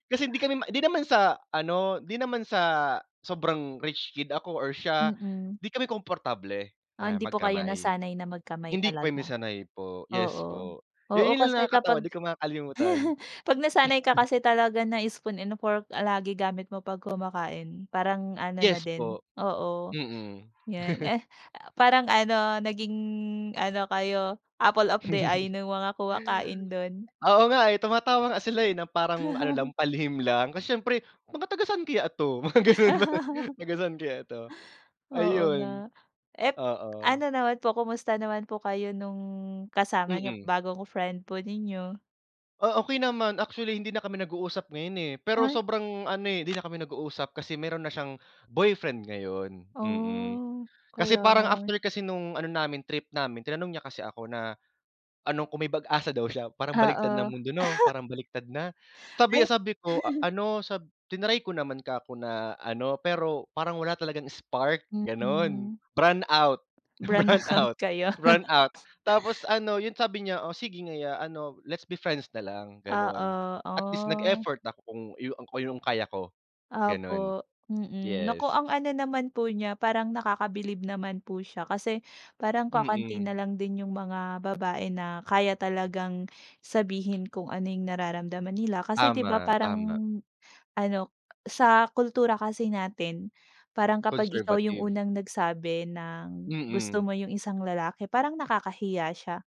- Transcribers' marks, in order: chuckle; other noise; other background noise; chuckle; in English: "apple of the eye"; chuckle; chuckle; chuckle; laughing while speaking: "Mga ganun ba"; laugh; chuckle; laugh; in English: "Let's be friends"
- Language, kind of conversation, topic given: Filipino, unstructured, Ano ang pinakatumatak na pangyayari sa bakasyon mo?